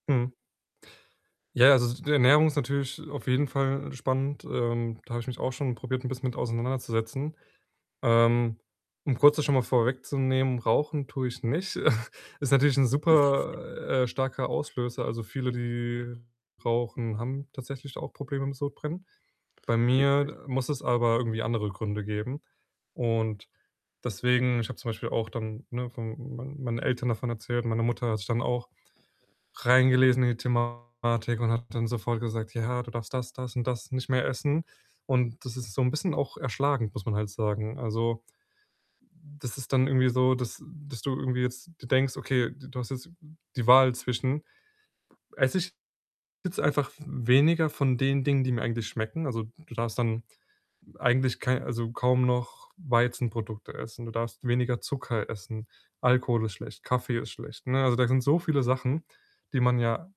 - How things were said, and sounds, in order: static; snort; chuckle; distorted speech; other background noise; other noise
- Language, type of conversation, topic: German, advice, Wie kann ich Schlafprobleme während der Erholung nach einer Krankheit oder Verletzung verbessern?